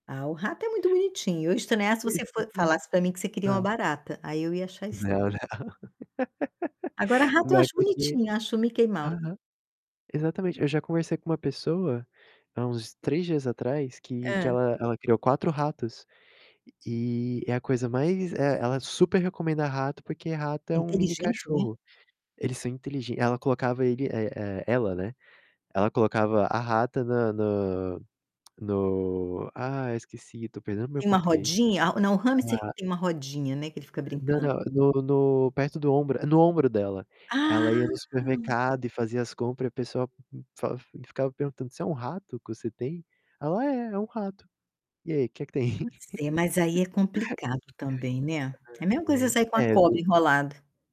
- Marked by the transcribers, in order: distorted speech; laugh; tongue click; drawn out: "Ah"; laugh
- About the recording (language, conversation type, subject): Portuguese, unstructured, Qual é a importância dos animais de estimação para o bem-estar das pessoas?